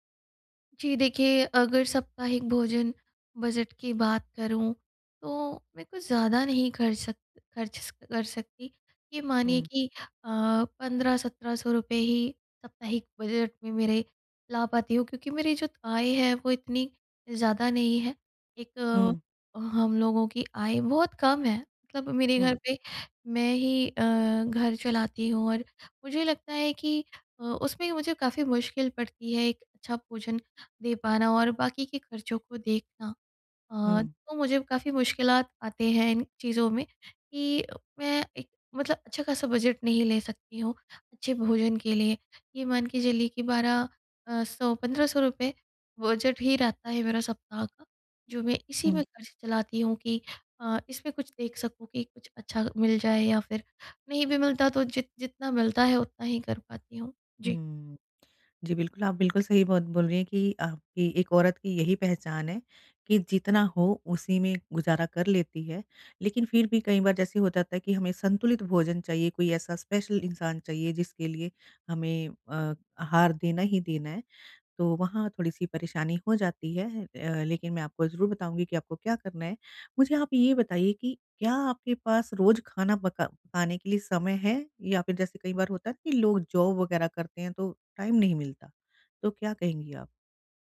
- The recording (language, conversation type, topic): Hindi, advice, सीमित बजट में आप रोज़ाना संतुलित आहार कैसे बना सकते हैं?
- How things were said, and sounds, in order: in English: "स्पेशल"; in English: "जॉब"; in English: "टाइम"